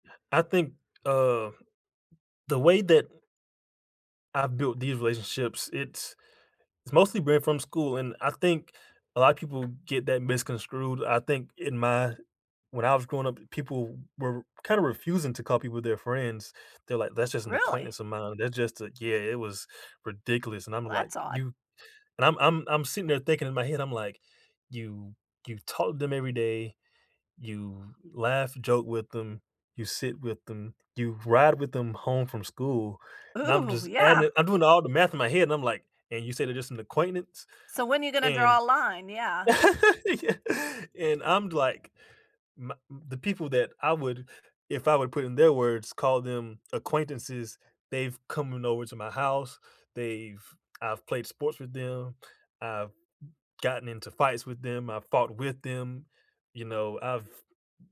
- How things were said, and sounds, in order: other background noise; "misconstrued" said as "misconscrued"; tapping; laugh; laughing while speaking: "Yeah"
- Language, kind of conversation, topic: English, unstructured, How do you build friendships as an adult when your schedule and priorities keep changing?
- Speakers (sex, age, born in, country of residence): female, 55-59, United States, United States; male, 20-24, United States, United States